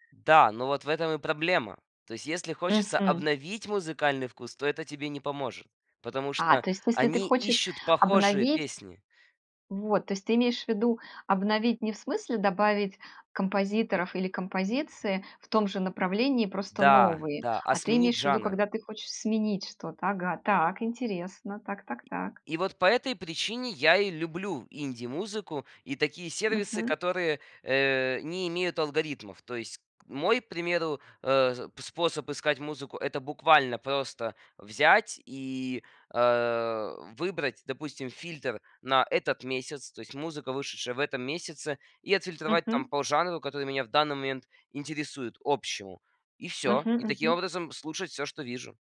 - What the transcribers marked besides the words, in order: tapping
- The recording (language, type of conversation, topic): Russian, podcast, Что бы вы посоветовали тем, кто хочет обновить свой музыкальный вкус?